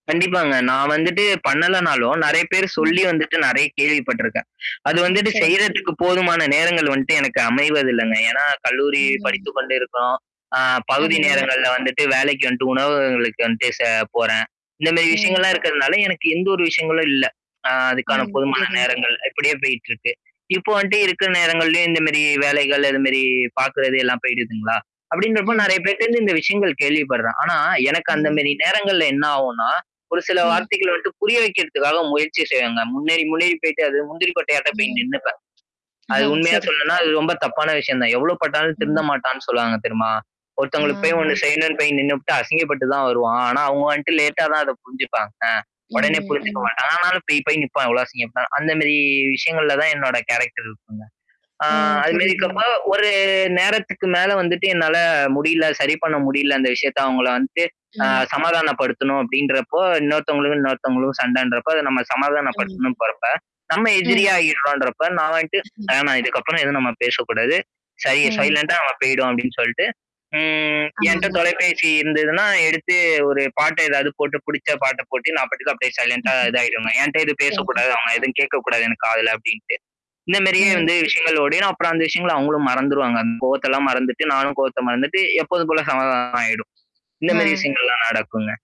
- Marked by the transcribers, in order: distorted speech; tapping; mechanical hum; other background noise; static; unintelligible speech; in English: "கேரக்டர்"; drawn out: "ம்"; chuckle
- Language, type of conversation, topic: Tamil, podcast, கோபத்தை கட்டுப்படுத்துவது பற்றி உங்கள் அனுபவம் என்ன?